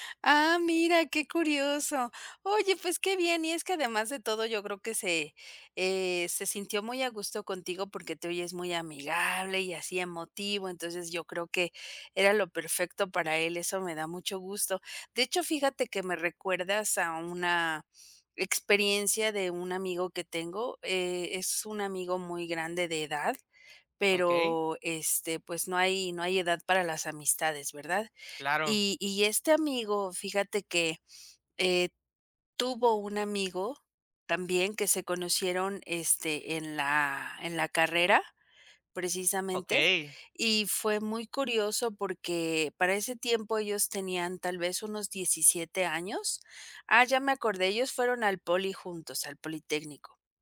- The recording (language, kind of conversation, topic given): Spanish, podcast, ¿Has conocido a alguien por casualidad que haya cambiado tu mundo?
- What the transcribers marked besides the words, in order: none